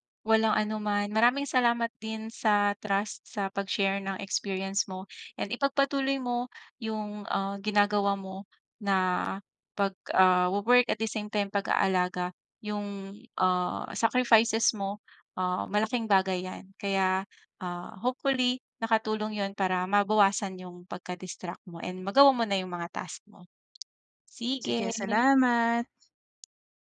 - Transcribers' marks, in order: other background noise
- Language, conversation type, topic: Filipino, advice, Paano ako makakapagpokus sa gawain kapag madali akong madistrak?